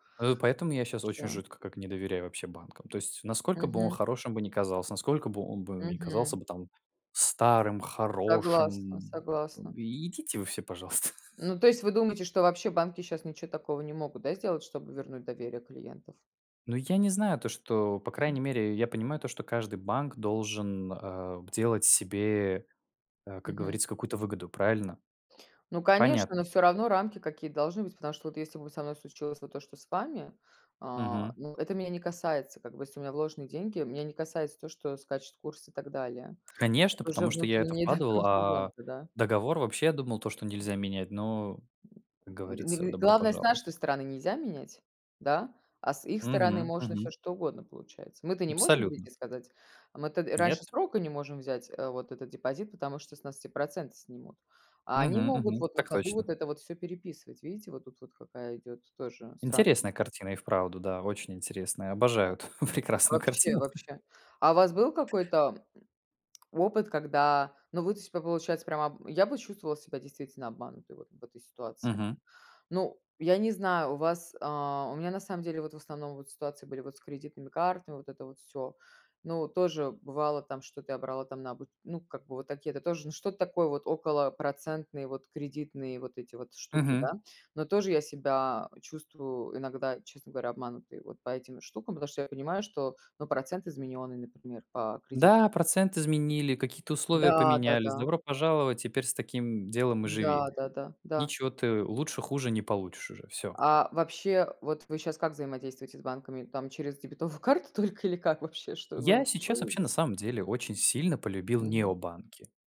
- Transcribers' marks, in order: tapping; laugh; laughing while speaking: "да"; other background noise; grunt; chuckle; laughing while speaking: "прекрасную картину"; chuckle; laughing while speaking: "дебетовую карту только или как вообще?"
- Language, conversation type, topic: Russian, unstructured, Что заставляет вас не доверять банкам и другим финансовым организациям?